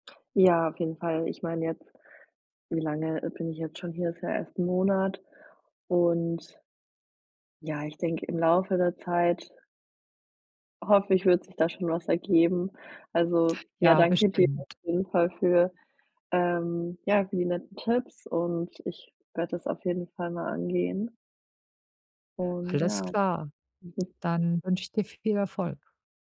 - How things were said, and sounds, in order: chuckle
- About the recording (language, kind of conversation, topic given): German, advice, Wie kann ich entspannt neue Leute kennenlernen, ohne mir Druck zu machen?